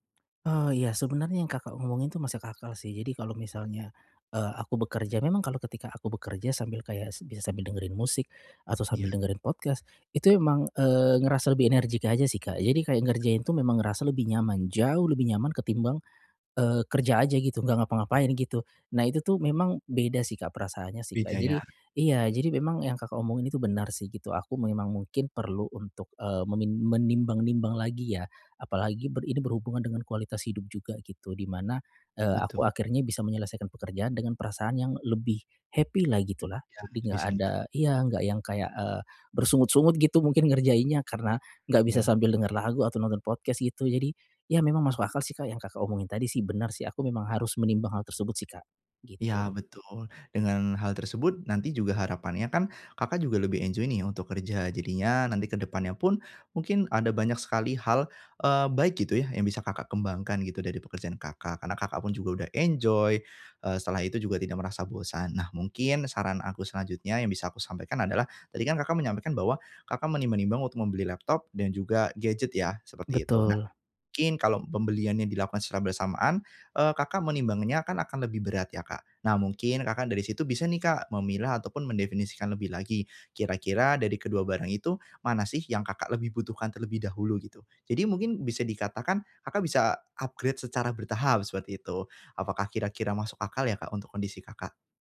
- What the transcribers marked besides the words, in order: tapping; in English: "podcast"; other background noise; in English: "happy"; in English: "podcast"; in English: "enjoy"; in English: "enjoy"; in English: "upgrade"
- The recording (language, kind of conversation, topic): Indonesian, advice, Bagaimana menetapkan batas pengeluaran tanpa mengorbankan kebahagiaan dan kualitas hidup?